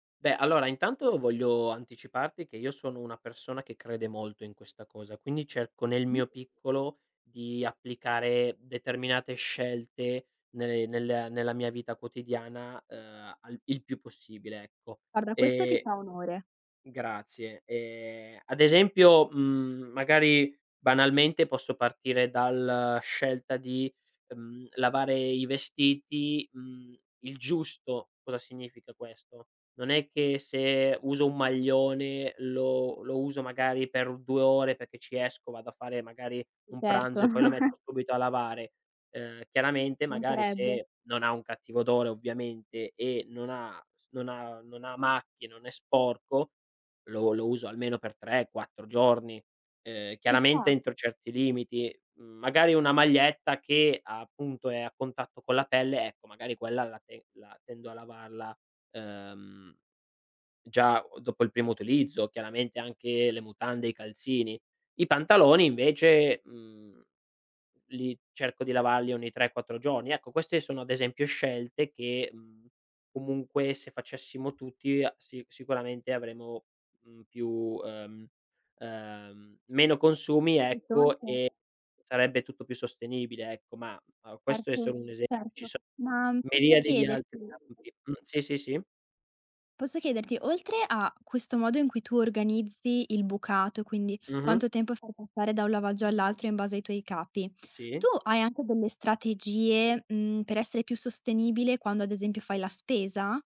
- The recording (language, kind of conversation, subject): Italian, podcast, In che modo la sostenibilità entra nelle tue scelte di stile?
- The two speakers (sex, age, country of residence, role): female, 20-24, Italy, host; male, 25-29, Italy, guest
- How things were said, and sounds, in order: other background noise; tapping; chuckle; "lavarli" said as "lavalli"